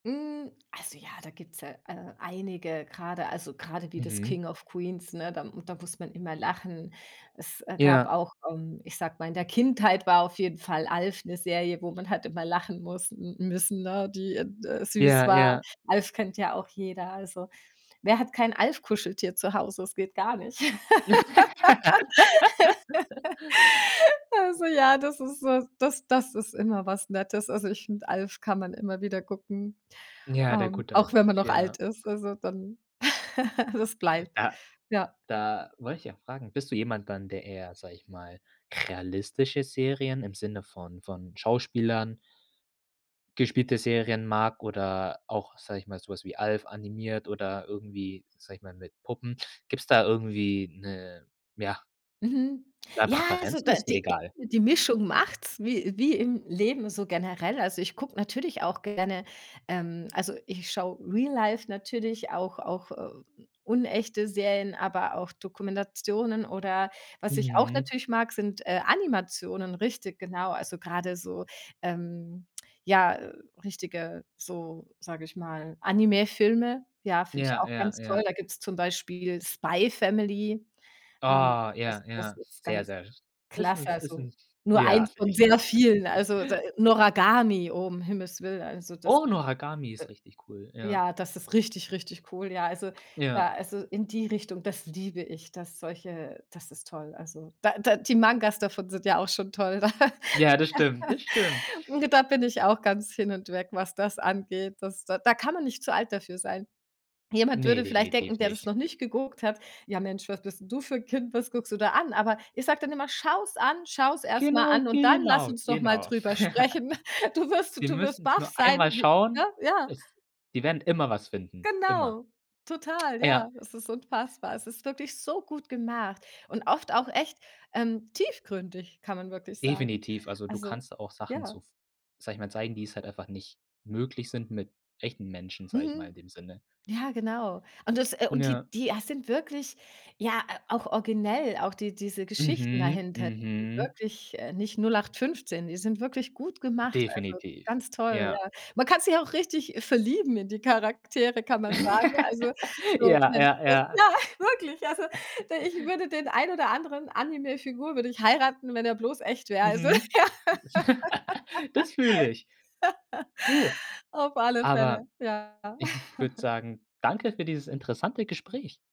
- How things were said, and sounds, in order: laugh; laugh; laugh; anticipating: "Oh"; laughing while speaking: "da"; laugh; joyful: "Genau, genau"; chuckle; laughing while speaking: "sprechen. Du wirst"; stressed: "so"; unintelligible speech; laugh; laughing while speaking: "ja, wirklich"; laugh; chuckle; laughing while speaking: "ja"; laugh; chuckle
- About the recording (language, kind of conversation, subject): German, podcast, Was macht für dich eine wirklich gute Serie aus?